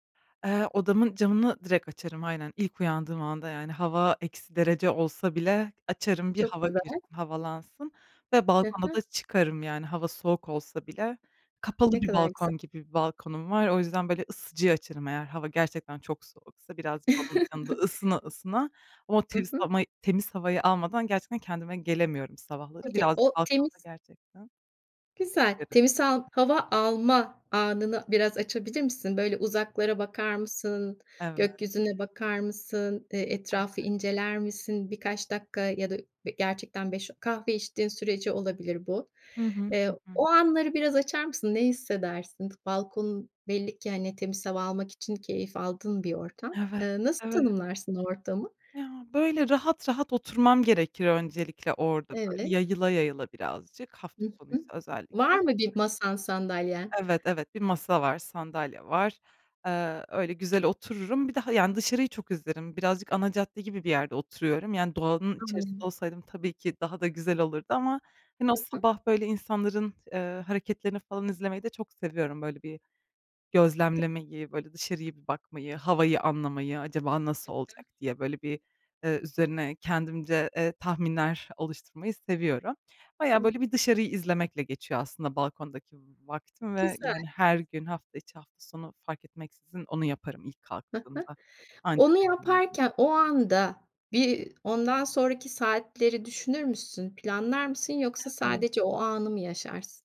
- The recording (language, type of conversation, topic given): Turkish, podcast, Evde geçirdiğin ideal hafta sonu nasıl geçer?
- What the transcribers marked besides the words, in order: chuckle; other background noise; tapping; other noise; background speech